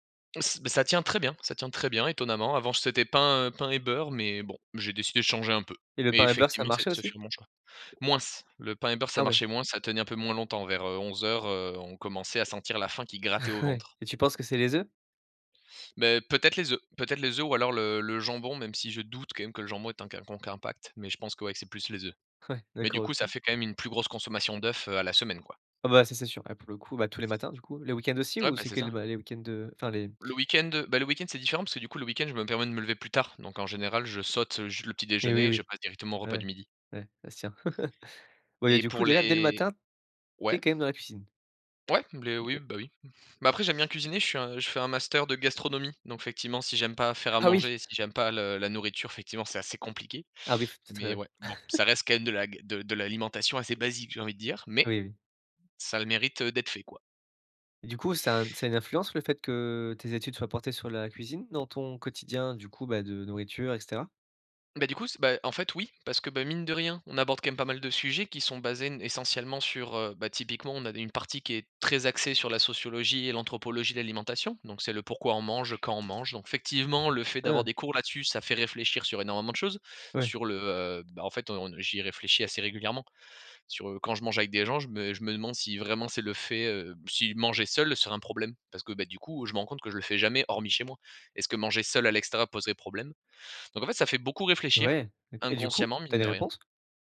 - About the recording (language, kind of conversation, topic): French, podcast, Comment organises-tu ta cuisine au quotidien ?
- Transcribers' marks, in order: other background noise; chuckle; laugh; unintelligible speech; chuckle